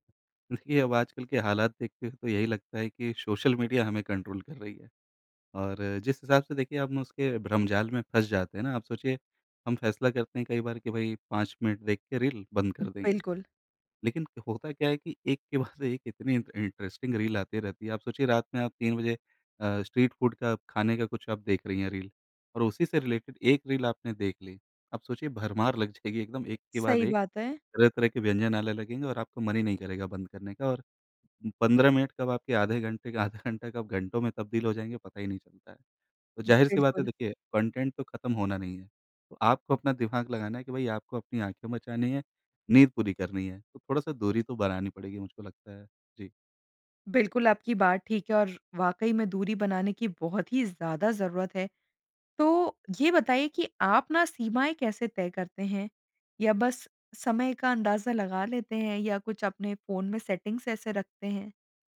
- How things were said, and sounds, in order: in English: "कंट्रोल"; other background noise; laughing while speaking: "बाद"; in English: "इंटरेस्टिंग"; in English: "स्ट्रीट फूड"; in English: "रिलेटेड"; laughing while speaking: "आधा"; in English: "कंटेंट"; laughing while speaking: "दिमाग"; in English: "सेटिंग्स"
- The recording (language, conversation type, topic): Hindi, podcast, सोशल मीडिया की अनंत फीड से आप कैसे बचते हैं?
- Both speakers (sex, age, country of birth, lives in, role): female, 25-29, India, India, host; male, 35-39, India, India, guest